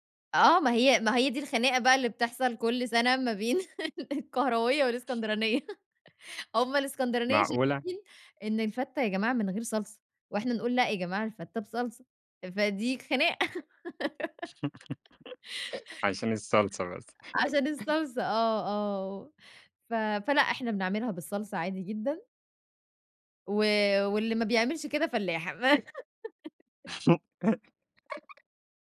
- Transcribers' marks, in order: giggle; laugh; giggle; giggle; unintelligible speech; giggle
- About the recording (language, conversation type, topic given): Arabic, podcast, إيه أكلة من طفولتك لسه بتوحشك وبتشتاق لها؟